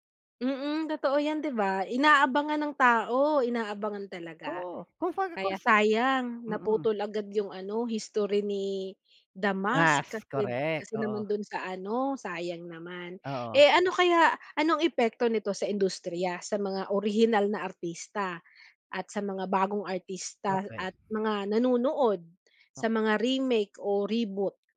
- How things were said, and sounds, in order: none
- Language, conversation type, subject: Filipino, podcast, Ano ang palagay mo sa mga bagong bersyon o muling pagsasapelikula ng mga lumang palabas?